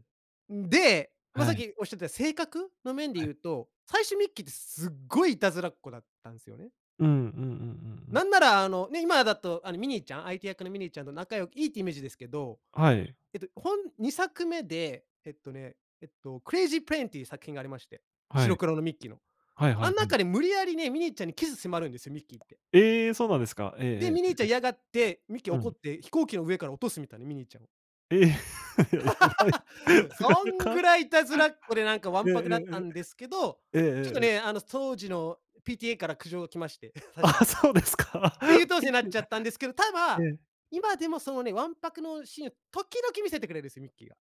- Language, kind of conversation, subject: Japanese, podcast, 好きなキャラクターの魅力を教えてくれますか？
- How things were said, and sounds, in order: other background noise; laughing while speaking: "え、や やばい。なかなか"; laugh; laughing while speaking: "あ、そうですか"; laugh; unintelligible speech